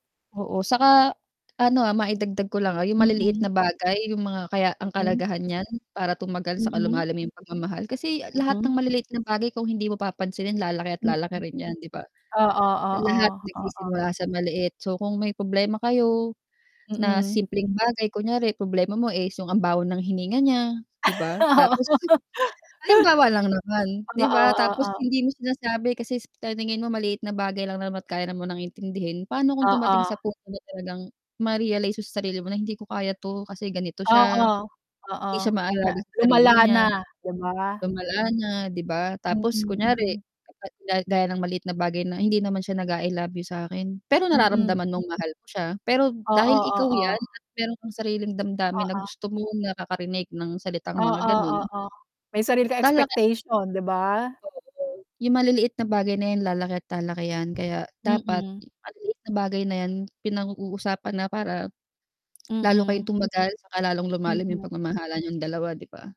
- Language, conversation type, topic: Filipino, unstructured, Anu-ano ang mga simpleng bagay na nagpapasaya sa iyo sa pag-ibig?
- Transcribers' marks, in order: static; other background noise; distorted speech; laugh; laughing while speaking: "Oo"; swallow